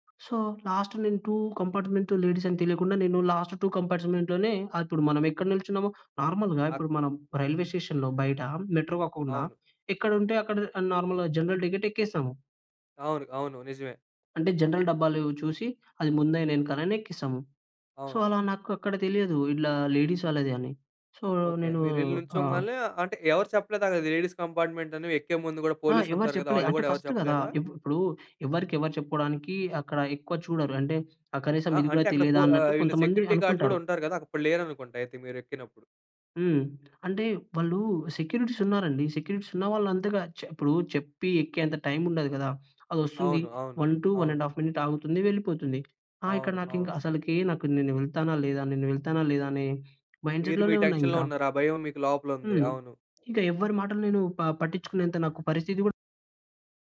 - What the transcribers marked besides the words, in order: in English: "సో"; in English: "టూ"; in English: "లాస్ట్ టూ కంపాట్స్‌మెంట్‌లోనే"; in English: "నార్మల్‌గా"; in English: "రైల్వే స్టేషన్‌లో"; in English: "మెట్రో"; in English: "నార్మల్‌గా జనరల్ టికెట్"; in English: "జనరల్"; in English: "సో"; "ఇట్లా" said as "ఇడ్లా"; in English: "సో"; in English: "లేడీస్"; in English: "సెక్యూరిటీ గార్డ్స్"; in English: "సెక్యూరిటీస్"; in English: "సెక్యూరిటీస్"; in English: "వన్ టూ వన్ అండ్ హాఫ్"; in English: "మైండ్‌సెట్‌లోనే"; in English: "టెన్షన్‌లో"
- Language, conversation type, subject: Telugu, podcast, భయాన్ని అధిగమించి ముందుకు ఎలా వెళ్లావు?